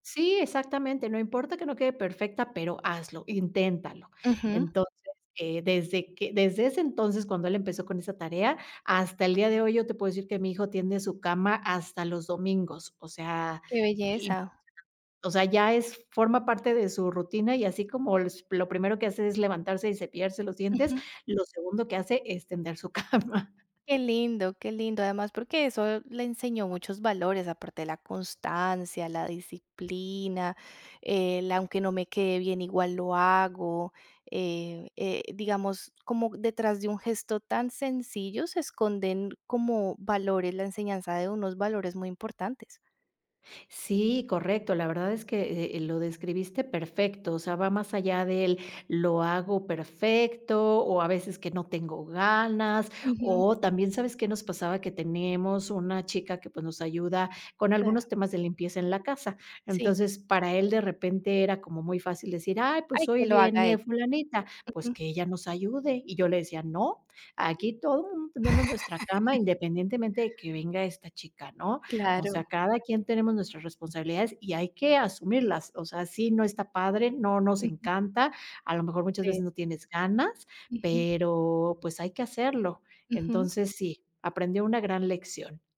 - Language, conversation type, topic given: Spanish, podcast, ¿Cómo les enseñan los padres a los niños a ser responsables?
- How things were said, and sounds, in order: unintelligible speech; tapping; laughing while speaking: "cama"; other background noise; other noise; laugh